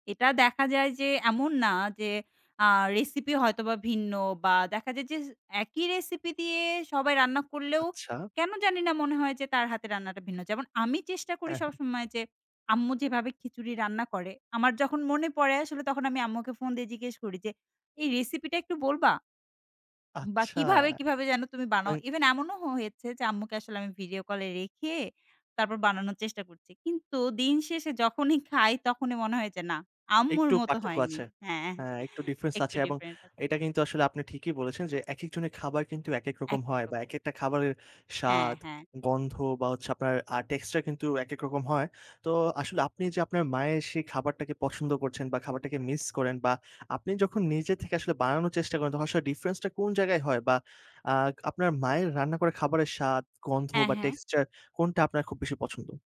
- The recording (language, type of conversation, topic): Bengali, podcast, কোন খাবার আপনাকে বাড়ির কথা মনে করায়?
- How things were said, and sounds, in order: laughing while speaking: "হ্যাঁ"; "টেস্টা" said as "টেক্সটা"; tapping